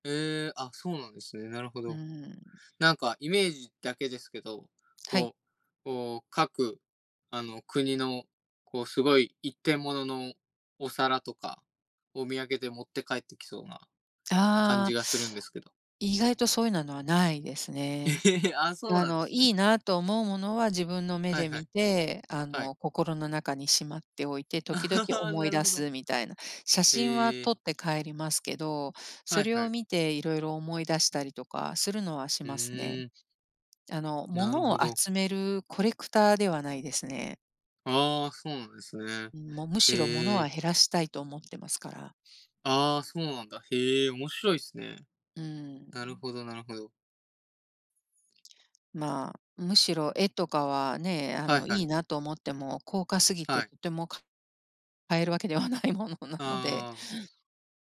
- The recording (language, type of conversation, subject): Japanese, unstructured, おすすめの旅行先はどこですか？
- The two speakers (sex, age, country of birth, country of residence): female, 55-59, Japan, United States; male, 20-24, Japan, Japan
- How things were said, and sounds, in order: laugh; laughing while speaking: "あはは"; sniff; laughing while speaking: "ないものなので"